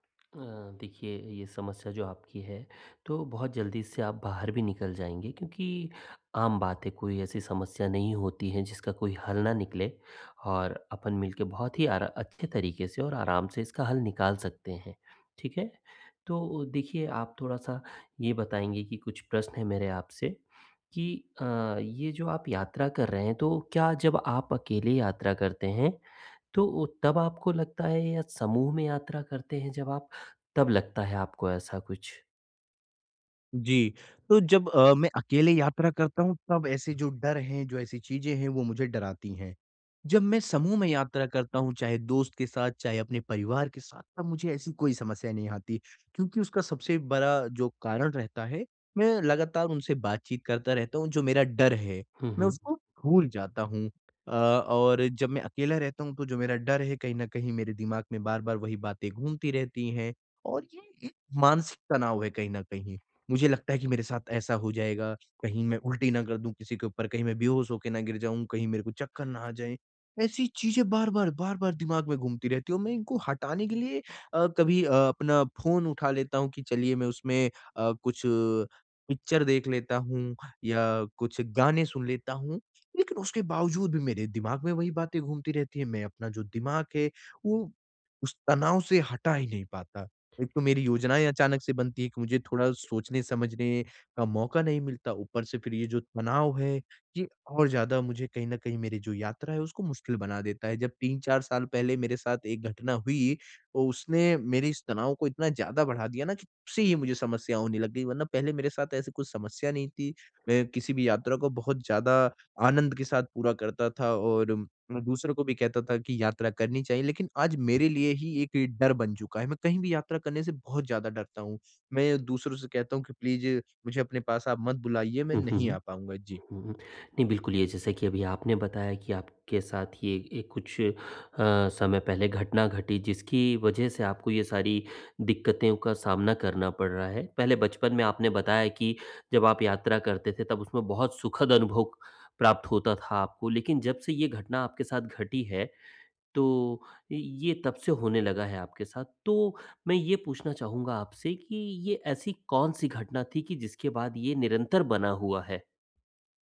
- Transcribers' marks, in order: in English: "पिक्चर"; in English: "प्लीज़"; dog barking
- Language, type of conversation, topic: Hindi, advice, मैं यात्रा की अनिश्चितता और तनाव को कैसे संभालूँ और यात्रा का आनंद कैसे लूँ?